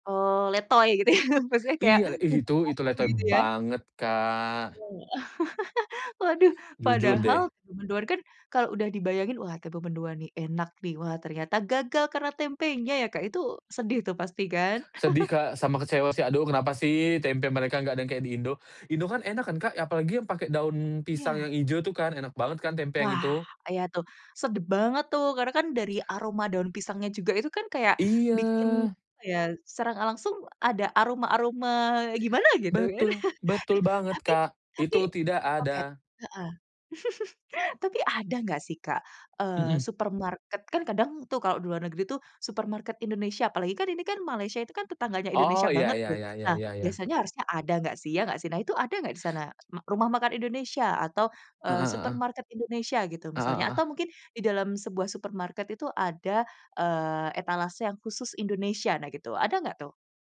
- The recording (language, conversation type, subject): Indonesian, podcast, Bisakah kamu menceritakan momen pertama kali kamu belajar memasak sendiri?
- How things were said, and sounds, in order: laughing while speaking: "gitu ya?"; chuckle; unintelligible speech; unintelligible speech; laugh; laugh; chuckle; laugh; tapping